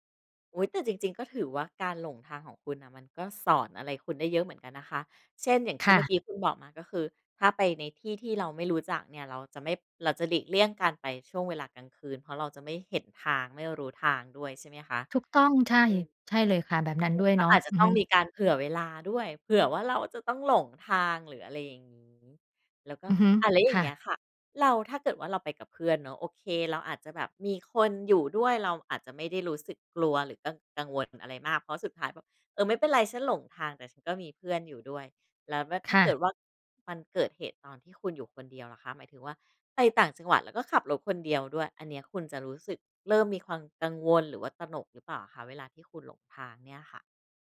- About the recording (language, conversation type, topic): Thai, podcast, การหลงทางเคยสอนอะไรคุณบ้าง?
- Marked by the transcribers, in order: none